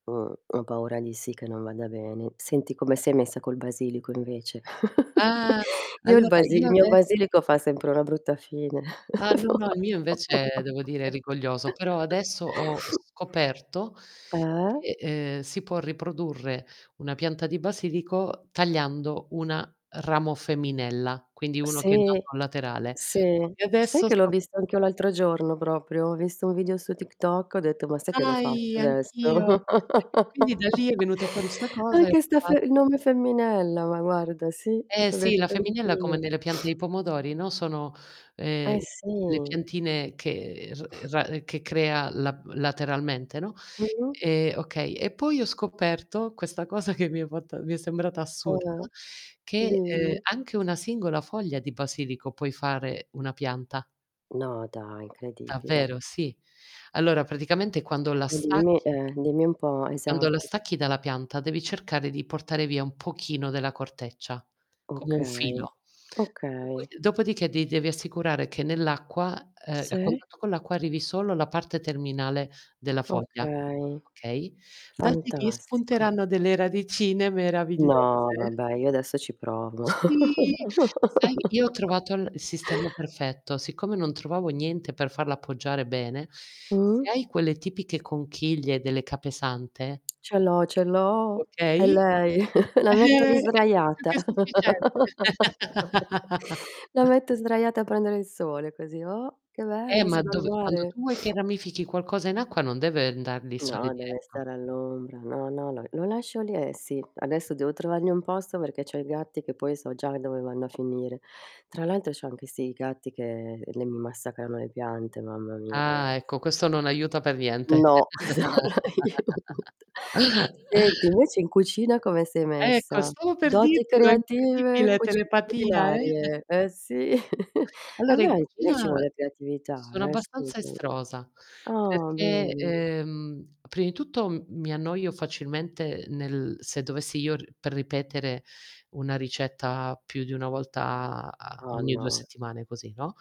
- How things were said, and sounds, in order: distorted speech; laugh; laugh; drawn out: "Dai"; unintelligible speech; laugh; other background noise; tapping; static; drawn out: "Sì"; laugh; chuckle; drawn out: "Eh"; unintelligible speech; laugh; laugh; put-on voice: "Oh, che bello sono al mare"; laugh; unintelligible speech; chuckle
- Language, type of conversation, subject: Italian, unstructured, Qual è l’attività creativa che ti dà più soddisfazione?